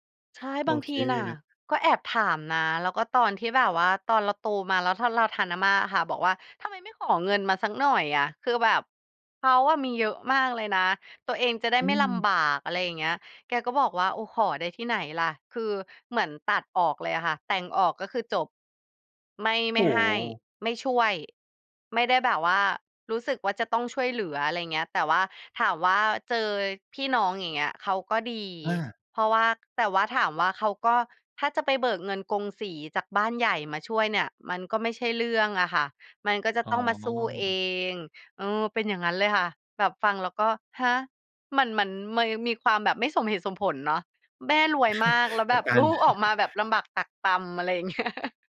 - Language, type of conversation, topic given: Thai, podcast, เล่าเรื่องรากเหง้าครอบครัวให้ฟังหน่อยได้ไหม?
- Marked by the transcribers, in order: chuckle; laughing while speaking: "ลูก"; chuckle